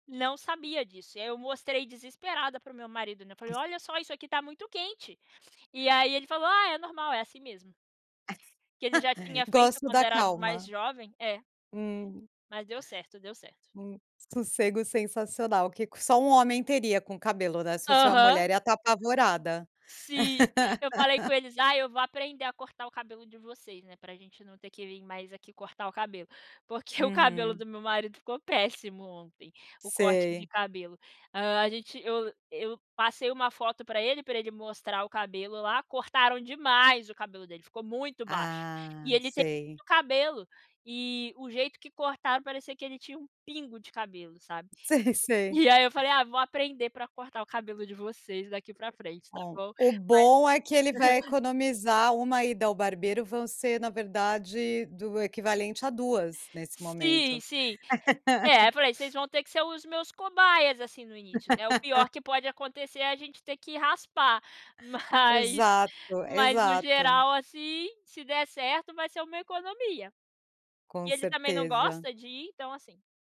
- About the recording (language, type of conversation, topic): Portuguese, podcast, O que te motivou a aprender por conta própria?
- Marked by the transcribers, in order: chuckle; laugh; stressed: "demais"; tapping; laughing while speaking: "Sei"; chuckle; laugh; laugh